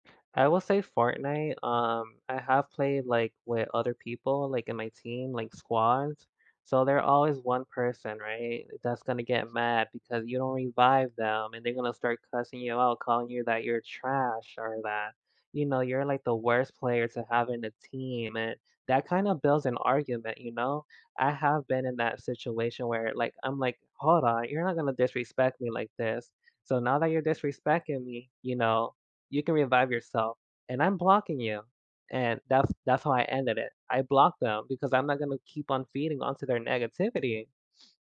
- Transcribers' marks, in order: other background noise
- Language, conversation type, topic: English, unstructured, Why do some people get so upset about video game choices?
- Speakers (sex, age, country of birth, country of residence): female, 30-34, United States, United States; male, 30-34, United States, United States